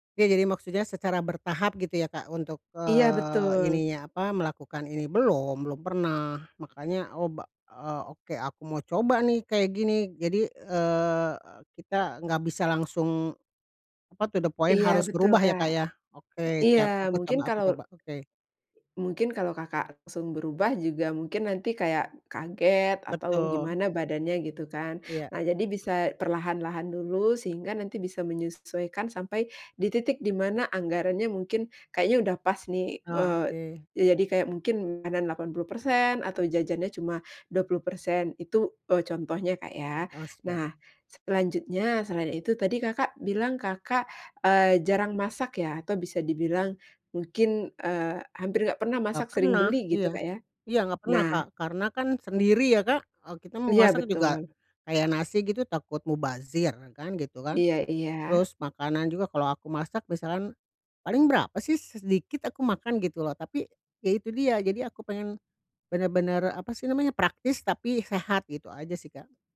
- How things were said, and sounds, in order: in English: "to the point"
- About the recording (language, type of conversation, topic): Indonesian, advice, Bagaimana cara makan sehat dengan anggaran belanja yang terbatas?